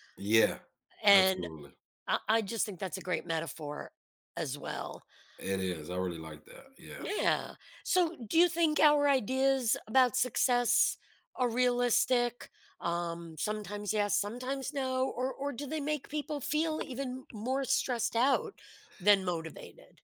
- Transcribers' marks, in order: other background noise; tapping
- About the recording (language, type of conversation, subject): English, unstructured, What do you think makes success feel so difficult to achieve sometimes?